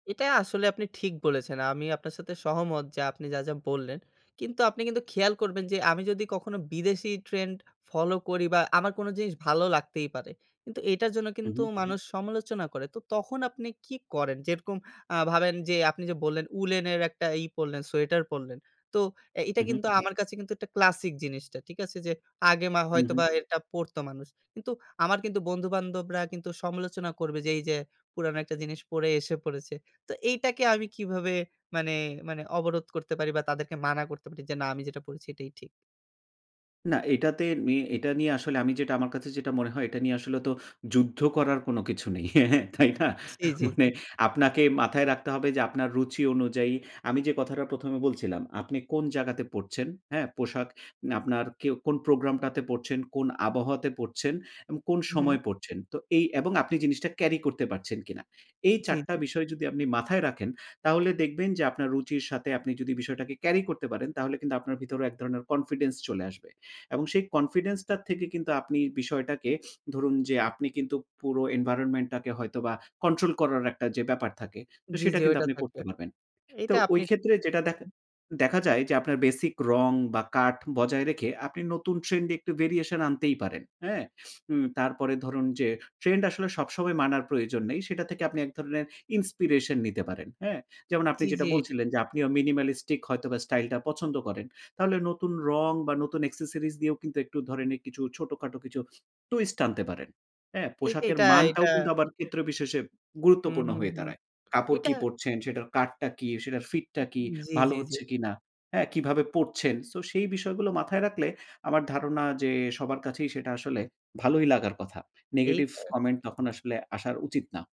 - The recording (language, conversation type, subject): Bengali, podcast, আপনি আপনার নিজের স্টাইল কীভাবে বর্ণনা করবেন?
- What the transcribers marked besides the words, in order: other background noise; "উলের" said as "উলেনের"; "ঠিক" said as "টিক"; "পুরানো" said as "পুরানা"; chuckle; laughing while speaking: "তাই না? মানে"; tapping; in English: "environment"; in English: "variation"; in English: "inspiration"; "বলছিলেন" said as "বলচিলেন"; in English: "minimalistic"; "নেগেটিভ" said as "নেগেটিফ"